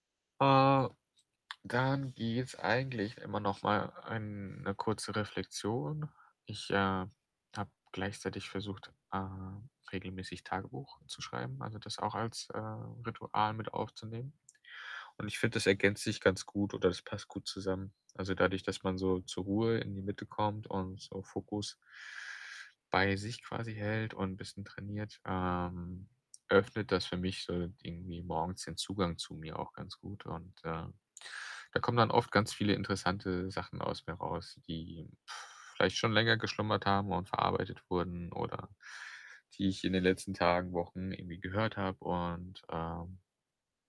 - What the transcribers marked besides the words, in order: other background noise; lip trill
- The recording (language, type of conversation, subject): German, podcast, Wie sieht deine Morgenroutine an einem ganz normalen Tag aus?